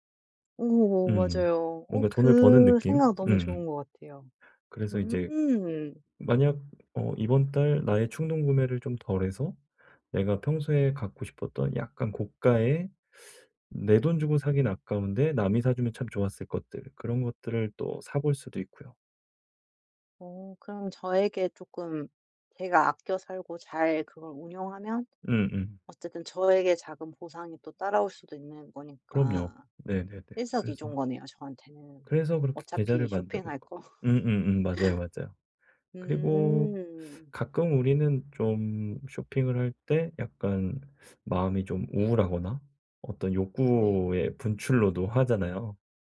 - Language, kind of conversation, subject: Korean, advice, 일상에서 구매 습관을 어떻게 조절하고 꾸준히 유지할 수 있을까요?
- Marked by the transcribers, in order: other background noise; teeth sucking; laughing while speaking: "거"; teeth sucking; teeth sucking